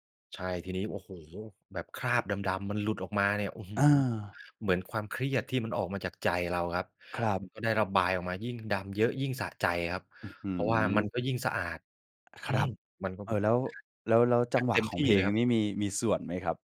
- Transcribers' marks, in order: other background noise; tapping
- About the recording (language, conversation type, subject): Thai, podcast, คุณมีเทคนิคจัดการความเครียดยังไงบ้าง?